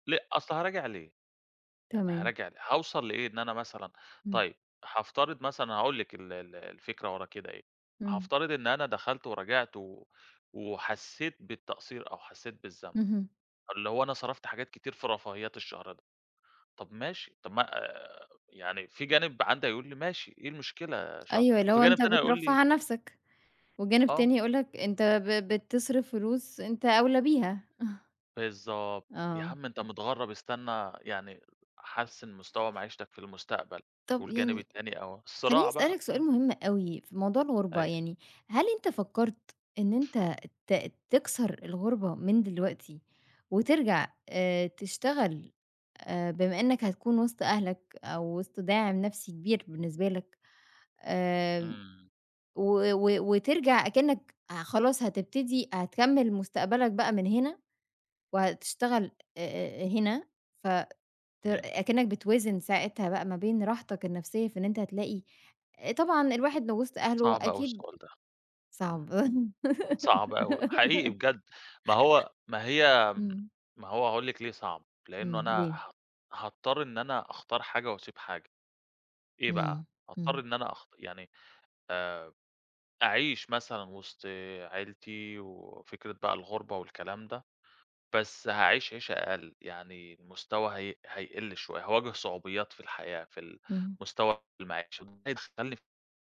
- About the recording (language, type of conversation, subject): Arabic, podcast, إزاي بتقرر بين راحة دلوقتي ومصلحة المستقبل؟
- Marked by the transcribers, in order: chuckle; laugh